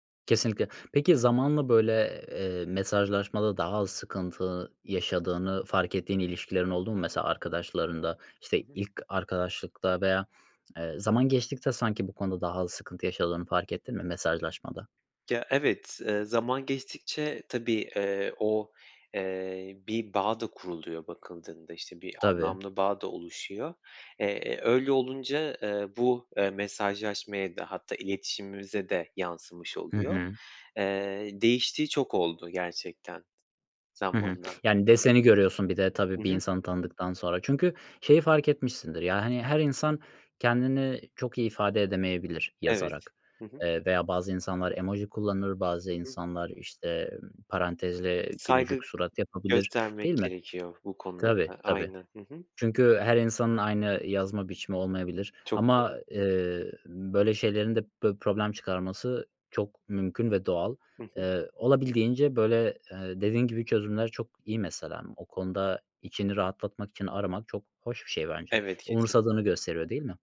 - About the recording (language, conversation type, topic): Turkish, podcast, Kısa mesajlar sence neden sık sık yanlış anlaşılır?
- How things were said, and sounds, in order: tapping; other background noise